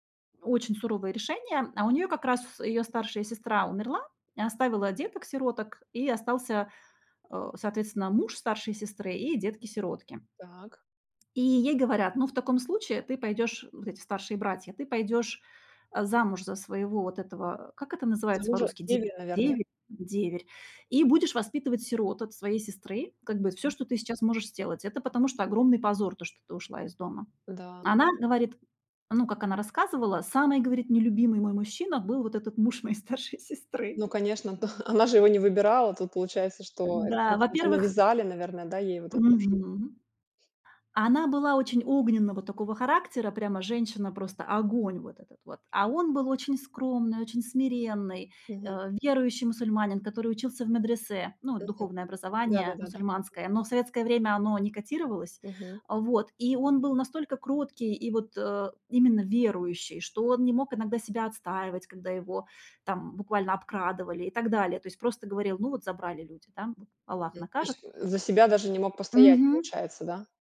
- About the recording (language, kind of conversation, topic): Russian, podcast, Какие истории о своих предках вы больше всего любите рассказывать?
- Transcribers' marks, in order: laughing while speaking: "Да"; laughing while speaking: "старшей сестры"; laughing while speaking: "да"; other background noise; other noise